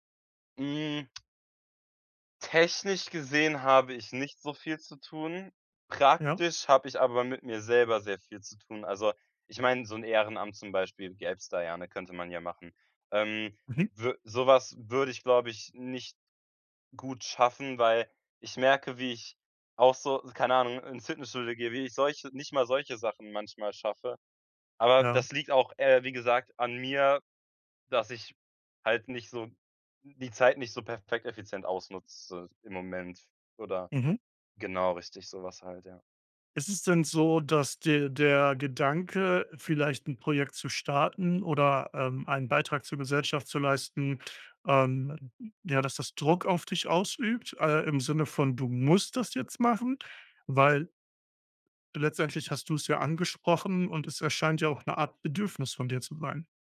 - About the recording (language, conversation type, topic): German, advice, Warum habe ich das Gefühl, nichts Sinnvolles zur Welt beizutragen?
- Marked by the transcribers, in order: stressed: "musst"